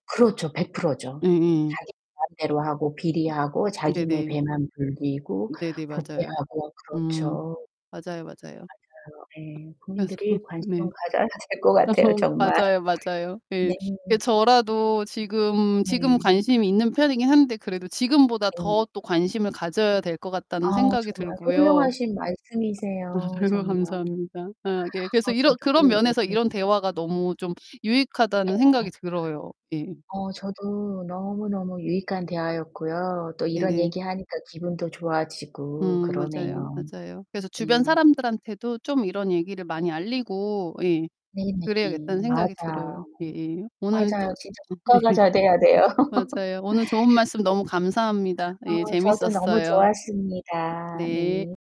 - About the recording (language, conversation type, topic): Korean, unstructured, 정치인들이 정말 국민을 위해 일한다고 생각하시나요?
- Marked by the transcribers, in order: distorted speech; other background noise; laughing while speaking: "그래서"; laughing while speaking: "어"; laughing while speaking: "가져야 될"; laughing while speaking: "아유"; laugh; unintelligible speech